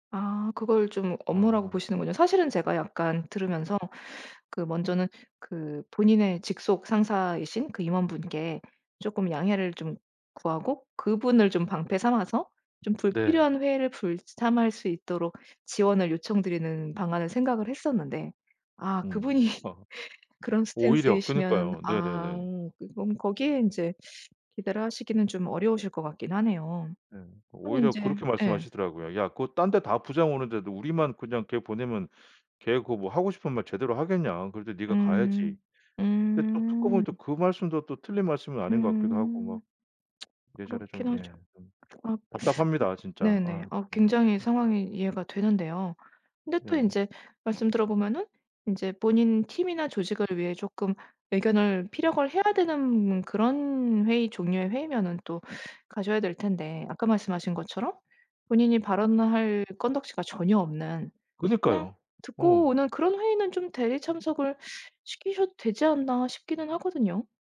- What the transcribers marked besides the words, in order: other background noise; laughing while speaking: "그분이"; tapping; tsk
- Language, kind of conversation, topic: Korean, advice, 야근과 불규칙한 일정 때문에 수면이 불규칙해졌을 때 어떻게 관리하면 좋을까요?